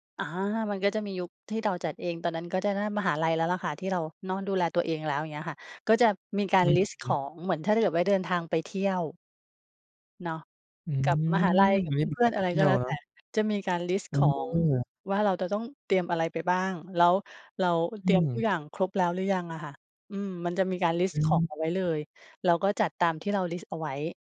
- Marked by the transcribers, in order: none
- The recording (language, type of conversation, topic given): Thai, podcast, คุณมีวิธีเตรียมของสำหรับวันพรุ่งนี้ก่อนนอนยังไงบ้าง?